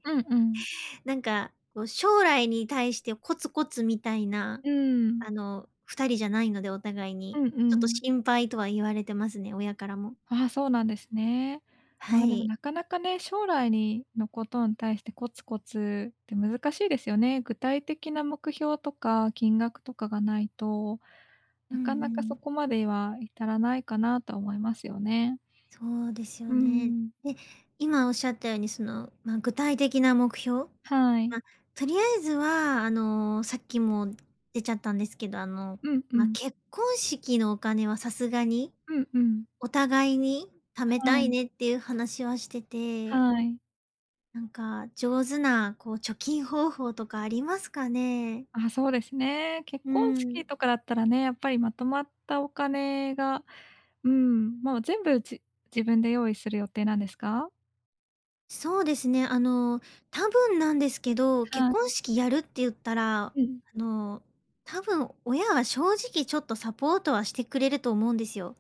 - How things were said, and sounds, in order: none
- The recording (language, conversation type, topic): Japanese, advice, パートナーとお金の話をどう始めればよいですか？